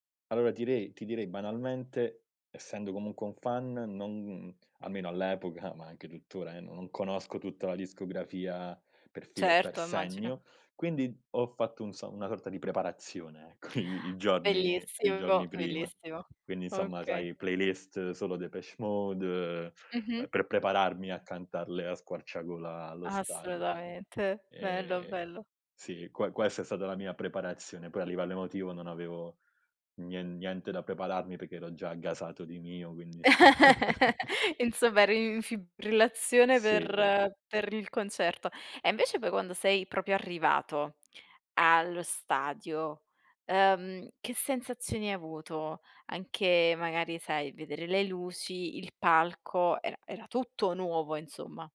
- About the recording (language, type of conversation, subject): Italian, podcast, Qual è un concerto che ti ha segnato e perché?
- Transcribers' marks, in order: chuckle; joyful: "Assolutamente, bello, bello"; laugh; chuckle